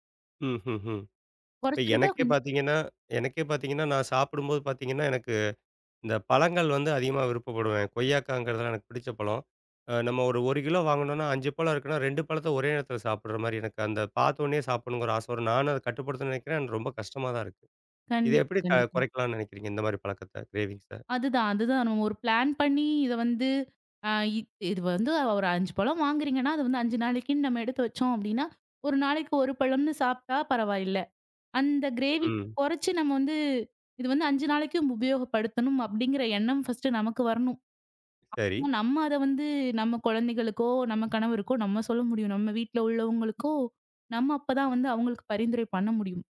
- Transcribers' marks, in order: in English: "க்ரேவிங்ஸ்ஸ"; in English: "ப்ளான்"; in English: "க்ரேவிங்க்ஸ்"; in English: "ஃபர்ஸ்ட்டு"
- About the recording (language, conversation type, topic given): Tamil, podcast, உங்கள் வீட்டில் உணவு சாப்பிடும்போது மனதை கவனமாக வைத்திருக்க நீங்கள் எந்த வழக்கங்களைப் பின்பற்றுகிறீர்கள்?